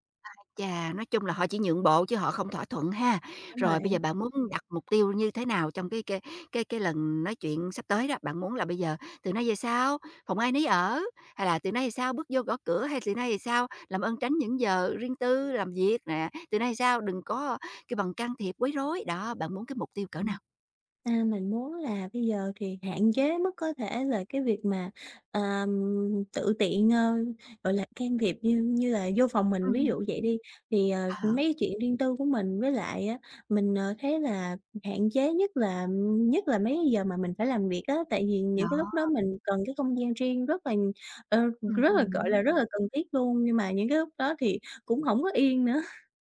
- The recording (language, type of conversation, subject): Vietnamese, advice, Làm sao để giữ ranh giới và bảo vệ quyền riêng tư với người thân trong gia đình mở rộng?
- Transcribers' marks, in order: other background noise; tapping; chuckle